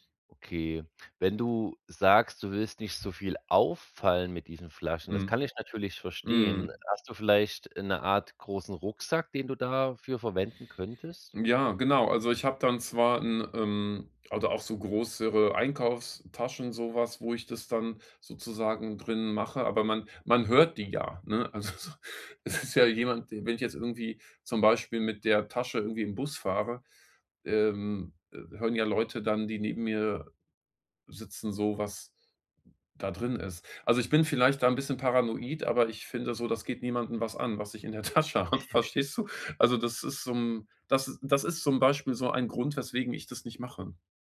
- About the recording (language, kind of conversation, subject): German, advice, Wie kann ich meine Habseligkeiten besser ordnen und loslassen, um mehr Platz und Klarheit zu schaffen?
- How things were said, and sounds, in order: "größere" said as "großere"; laughing while speaking: "Also so, es ist"; laughing while speaking: "Tasche habe, verstehst du?"; chuckle